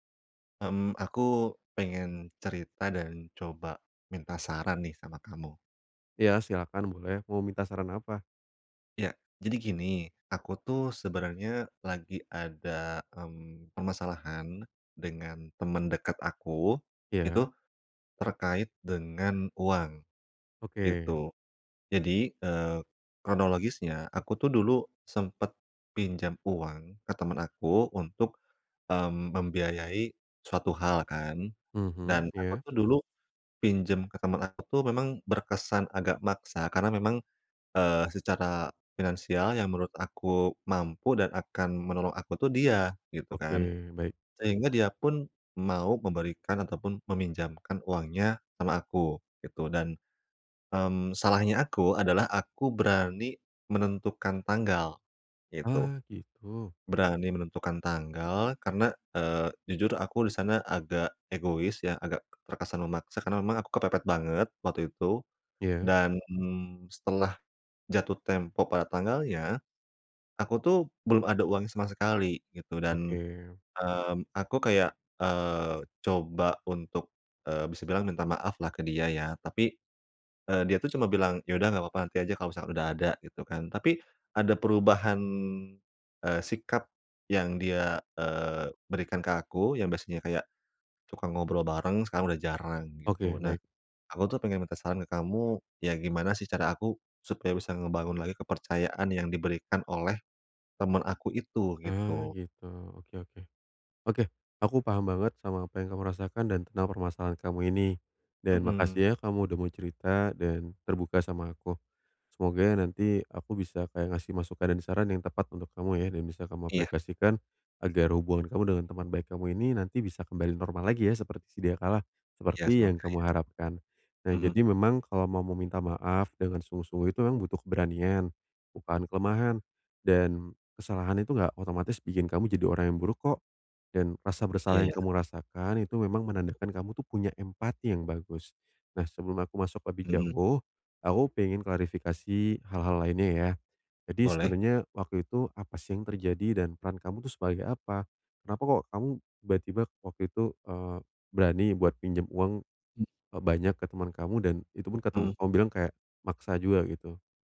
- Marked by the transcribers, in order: tapping
- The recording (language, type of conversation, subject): Indonesian, advice, Bagaimana saya bisa meminta maaf dan membangun kembali kepercayaan?